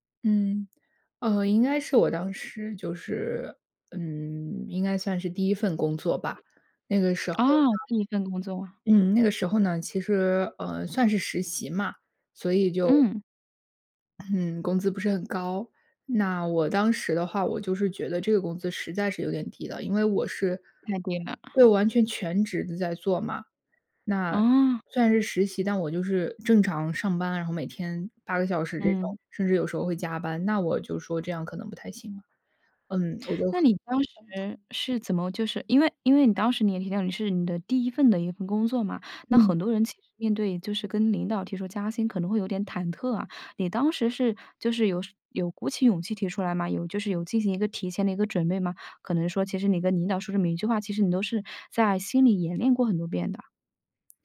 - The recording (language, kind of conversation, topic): Chinese, podcast, 你是怎么争取加薪或更好的薪酬待遇的？
- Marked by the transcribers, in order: other background noise; unintelligible speech